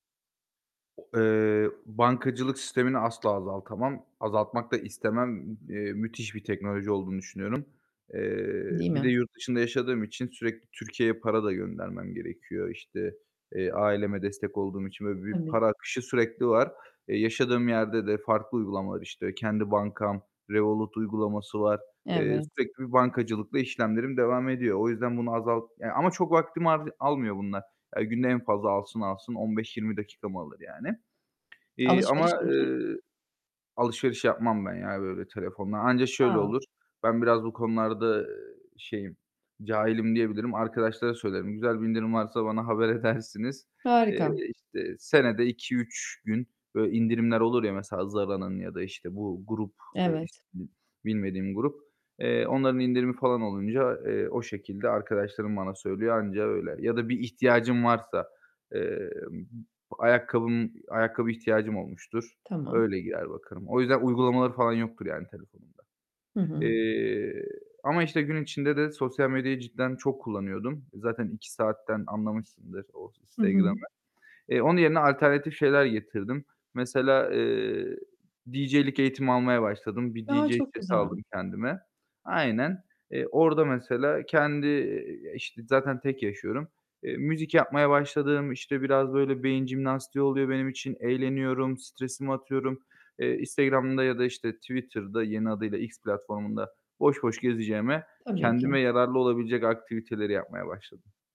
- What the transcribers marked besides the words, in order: static; tapping; distorted speech; laughing while speaking: "edersiniz"
- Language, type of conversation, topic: Turkish, podcast, Ekran kullanımı uykunu nasıl etkiliyor ve bunun için neler yapıyorsun?